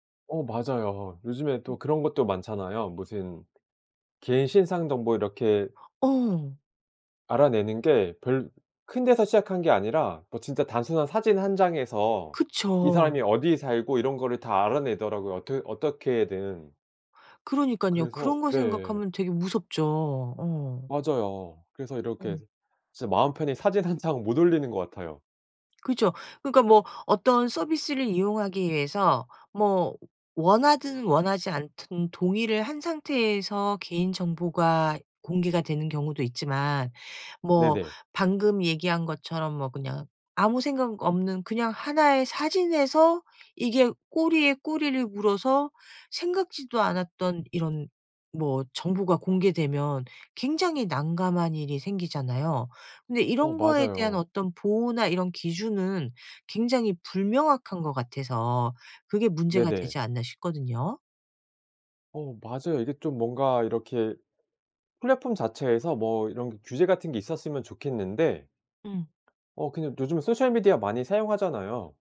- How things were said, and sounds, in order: other background noise; tapping; laughing while speaking: "한 장"
- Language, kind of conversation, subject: Korean, podcast, 개인정보는 어느 정도까지 공개하는 것이 적당하다고 생각하시나요?